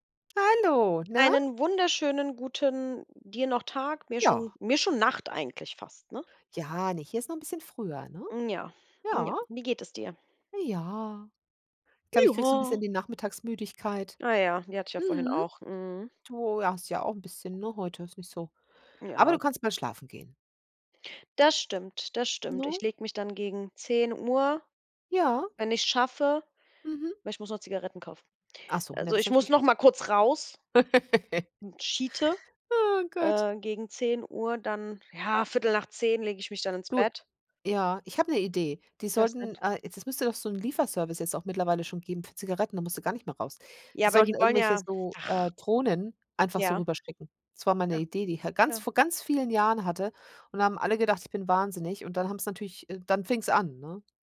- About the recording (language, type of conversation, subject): German, unstructured, Wie stellst du dir die Zukunft der Technologie vor?
- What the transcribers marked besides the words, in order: joyful: "Ja"; chuckle; joyful: "Oh Gott"; unintelligible speech